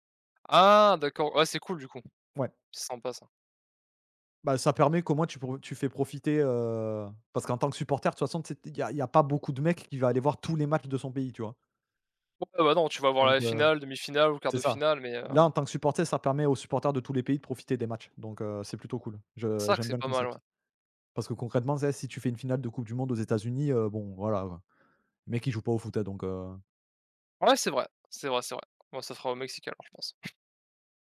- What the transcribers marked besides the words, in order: tapping; chuckle
- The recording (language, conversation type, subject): French, unstructured, Quel événement historique te rappelle un grand moment de bonheur ?